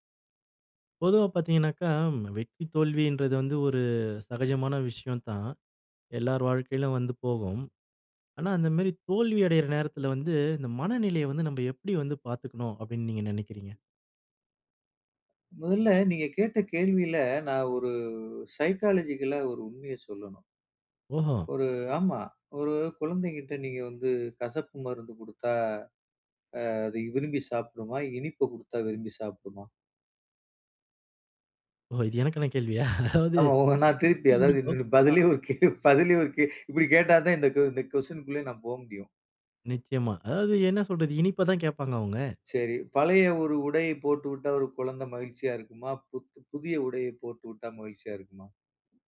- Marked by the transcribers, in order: in English: "சைக்காலஜிக்கலா"; laughing while speaking: "ஆமா, நான் திருப்பி அதாவது பதிலே ஒரு கேள்வி பதிலே ஒரு கே இப்படி கேட்டாதான்"; chuckle; unintelligible speech; unintelligible speech; unintelligible speech; other background noise
- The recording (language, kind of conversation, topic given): Tamil, podcast, தோல்வியால் மனநிலையை எப்படி பராமரிக்கலாம்?